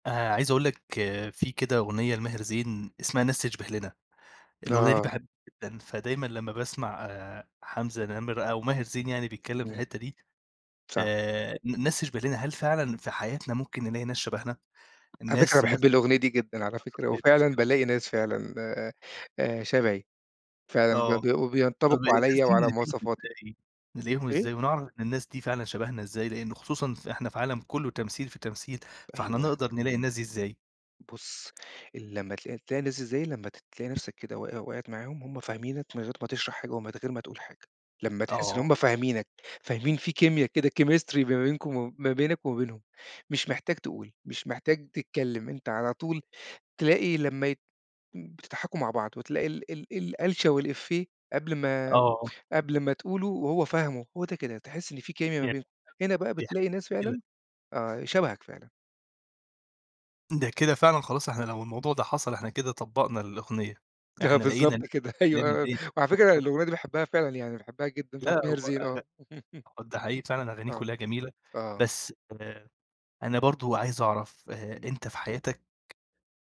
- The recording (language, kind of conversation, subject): Arabic, podcast, إزاي تعرف إنك لقيت ناس شبهك بجد؟
- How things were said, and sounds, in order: unintelligible speech; tapping; in English: "chemistry"; unintelligible speech; laughing while speaking: "آه بالضبط كده، أيوة"; unintelligible speech; chuckle